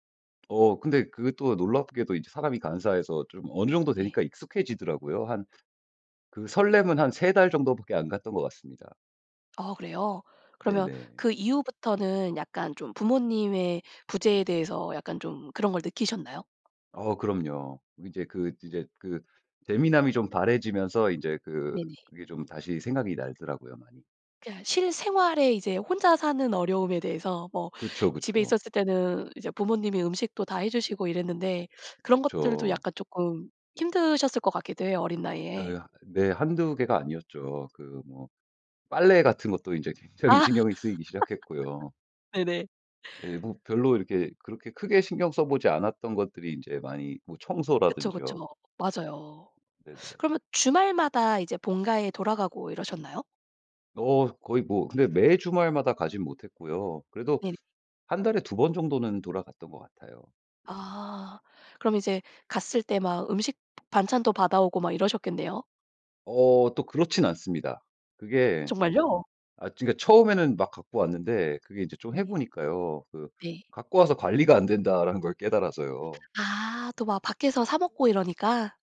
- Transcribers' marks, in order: other background noise; laughing while speaking: "굉장히"; laughing while speaking: "아 네네"
- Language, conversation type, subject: Korean, podcast, 집을 떠나 독립했을 때 기분은 어땠어?